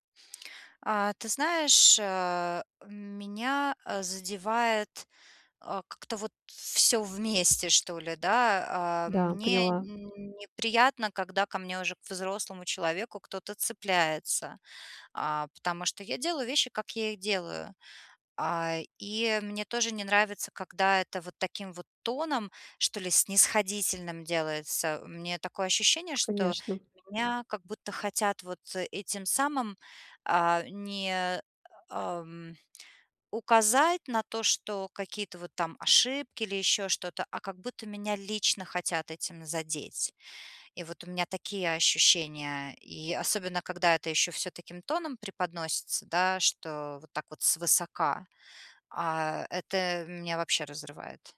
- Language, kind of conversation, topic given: Russian, advice, Как мне оставаться уверенным, когда люди критикуют мою работу или решения?
- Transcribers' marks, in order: tapping